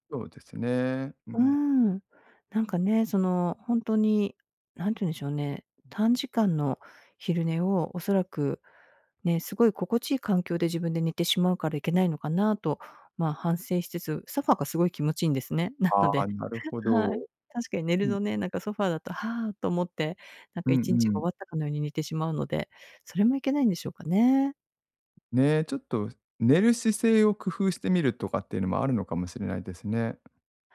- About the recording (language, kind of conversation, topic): Japanese, advice, 短時間の昼寝で疲れを早く取るにはどうすればよいですか？
- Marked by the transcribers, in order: laughing while speaking: "なので"; chuckle; other background noise; other noise